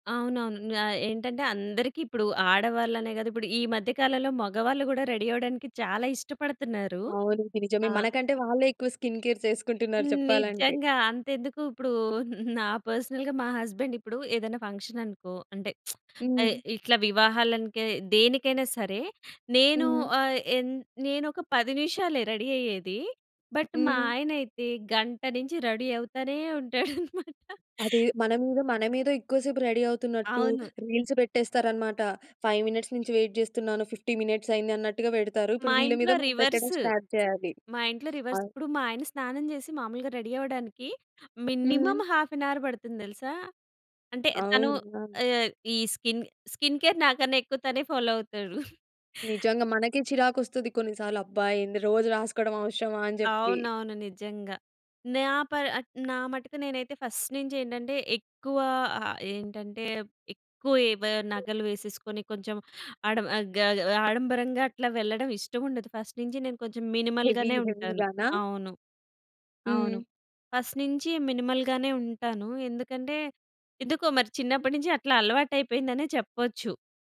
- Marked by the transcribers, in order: in English: "రెడీ"; in English: "స్కిన్ కేర్స్"; chuckle; in English: "పర్సనల్‌గా"; in English: "హస్బెండ్"; in English: "ఫంక్షన్"; lip smack; in English: "రెడీ"; in English: "బట్"; in English: "రెడీ"; laughing while speaking: "ఉంటాడన్నమాట"; in English: "రెడీ"; in English: "రీల్స్"; in English: "ఫైవ్ మినిట్స్"; in English: "వెయిట్"; in English: "ఫిఫ్టీ మినిట్స్"; in English: "రివర్స్"; in English: "స్టార్ట్"; in English: "రివర్స్"; other background noise; in English: "రెడీ"; in English: "మినిమమ్ హాఫ్ ఆన్ హార్"; in English: "స్కిన్ స్కిన్ కేర్"; in English: "ఫాలో"; chuckle; in English: "ఫస్ట్"; in English: "ఫస్ట్"; in English: "మినిమల్"; in English: "హెవీ హెవీ‌గానా?"; in English: "ఫస్ట్"; in English: "మినిమల్"
- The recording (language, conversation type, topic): Telugu, podcast, వివాహ వేడుకల కోసం మీరు ఎలా సిద్ధమవుతారు?